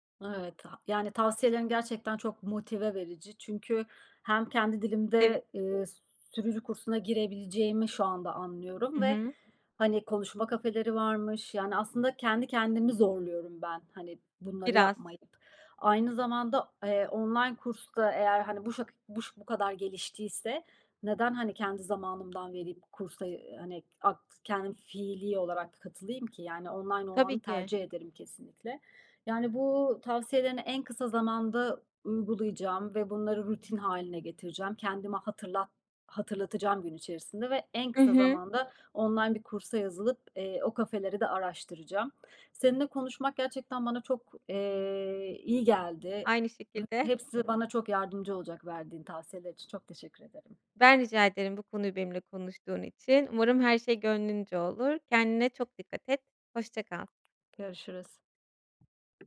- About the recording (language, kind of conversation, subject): Turkish, advice, Hedefler koymama rağmen neden motive olamıyor ya da hedeflerimi unutuyorum?
- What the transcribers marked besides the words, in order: tapping; other background noise